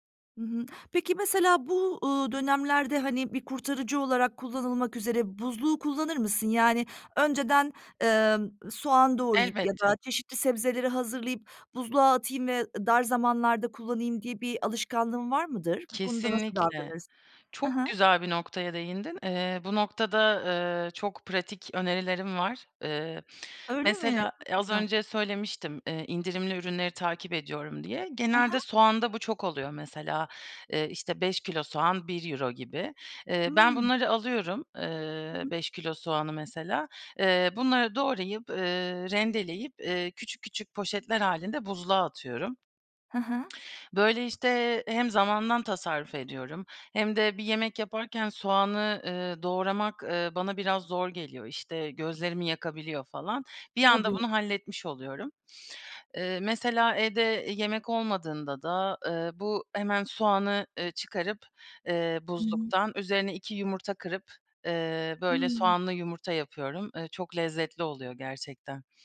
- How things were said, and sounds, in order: other background noise; lip smack
- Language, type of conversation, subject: Turkish, podcast, Haftalık yemek planını nasıl hazırlıyorsun?